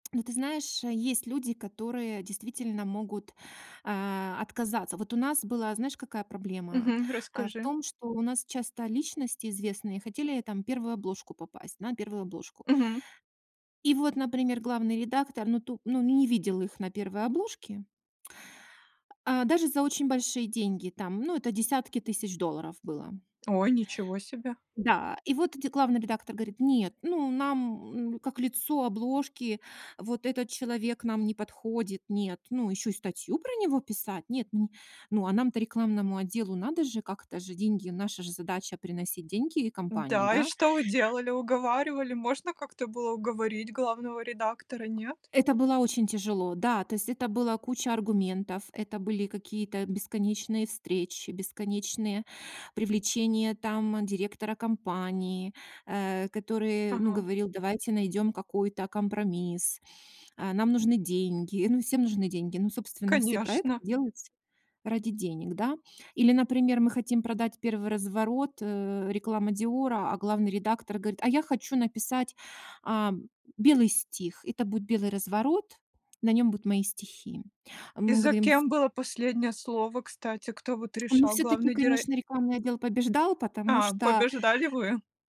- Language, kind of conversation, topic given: Russian, podcast, Что для тебя значит быть творческой личностью?
- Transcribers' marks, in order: tsk; tapping